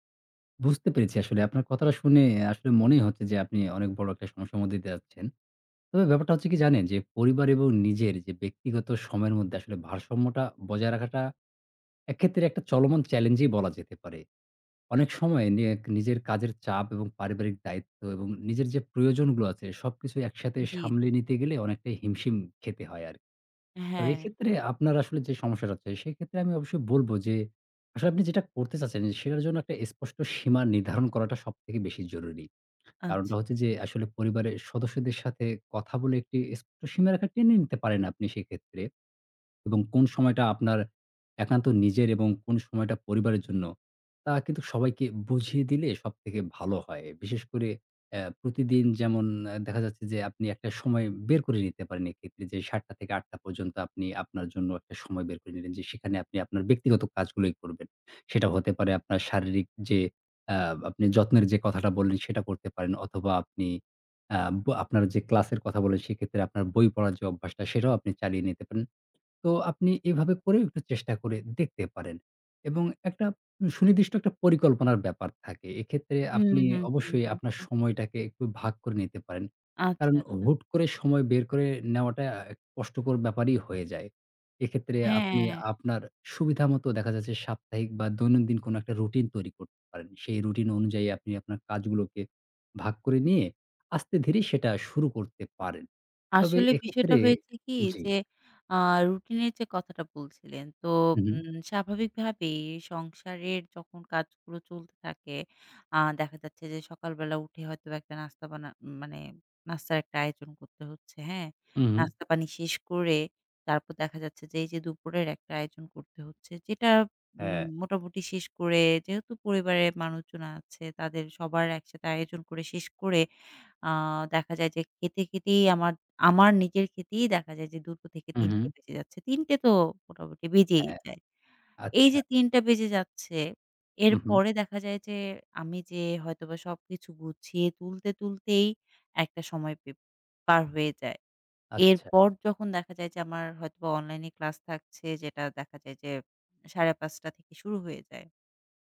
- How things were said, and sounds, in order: tapping; other background noise; "স্পষ্ট" said as "এস্পষ্ট"; "স্পষ্ট" said as "এস্পট"; unintelligible speech; in English: "routine"; in English: "routine"; in English: "routine"
- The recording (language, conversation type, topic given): Bengali, advice, পরিবার ও নিজের সময়ের মধ্যে ভারসাম্য রাখতে আপনার কষ্ট হয় কেন?